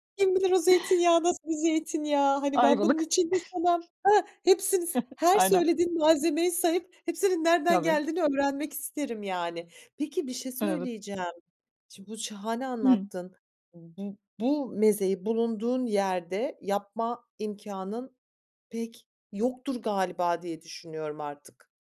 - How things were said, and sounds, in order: other background noise; chuckle
- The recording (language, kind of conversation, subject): Turkish, podcast, Bir yemeği arkadaşlarla paylaşırken en çok neyi önemsersin?